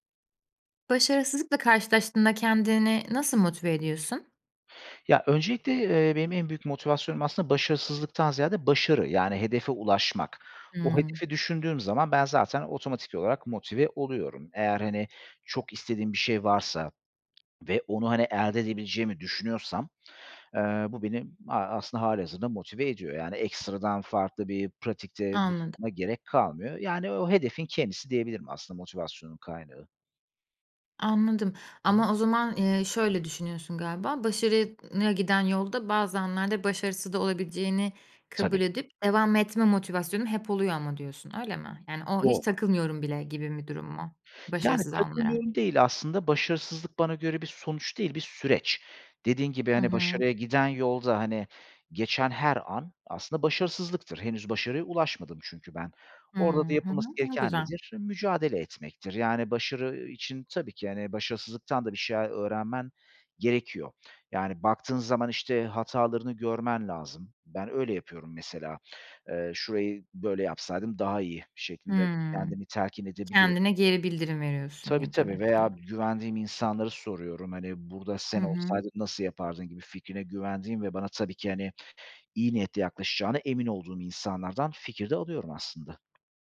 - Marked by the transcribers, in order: other noise; tapping; other background noise
- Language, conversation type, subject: Turkish, podcast, Başarısızlıkla karşılaştığında kendini nasıl motive ediyorsun?